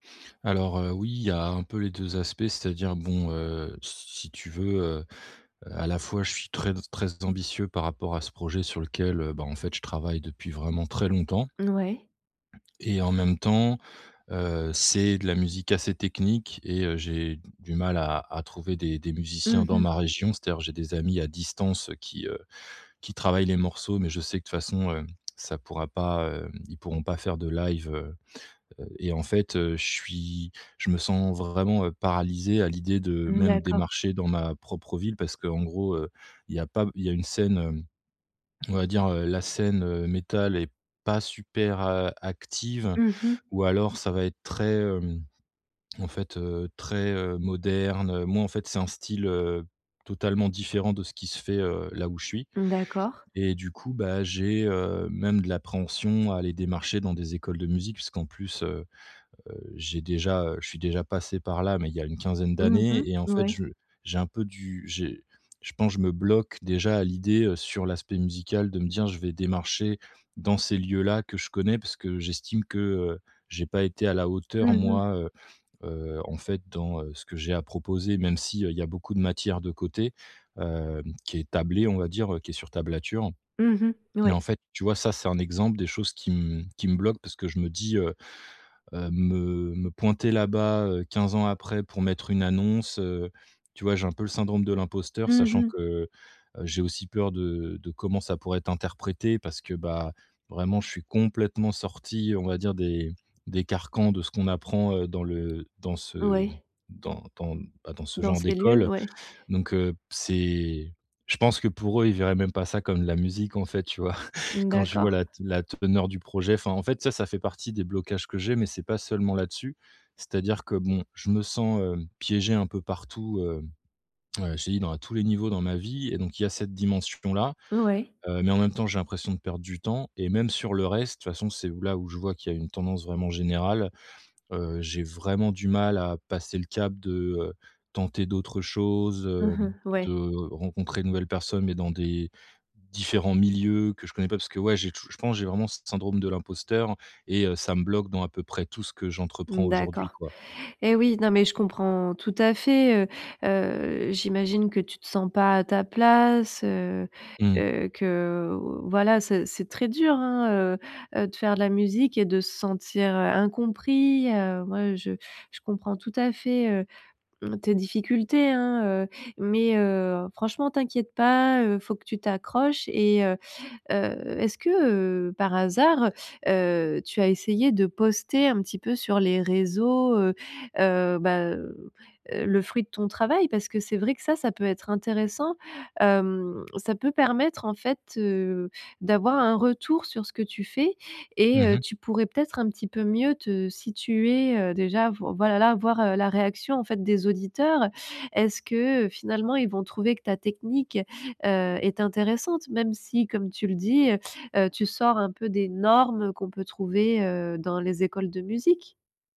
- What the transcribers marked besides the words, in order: other background noise; tapping; chuckle; stressed: "normes"
- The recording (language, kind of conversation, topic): French, advice, Comment agir malgré la peur d’échouer sans être paralysé par l’angoisse ?